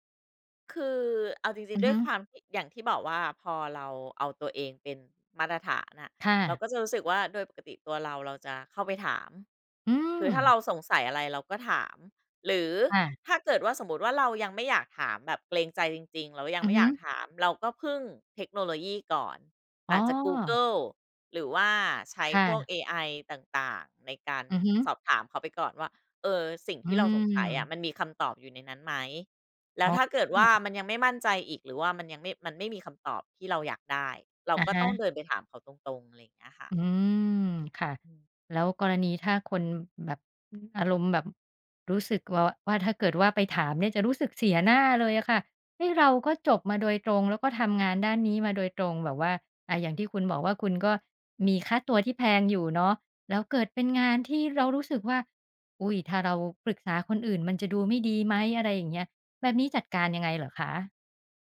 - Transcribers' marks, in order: other background noise
- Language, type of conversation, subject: Thai, podcast, มีคำแนะนำอะไรบ้างสำหรับคนที่เพิ่งเริ่มทำงาน?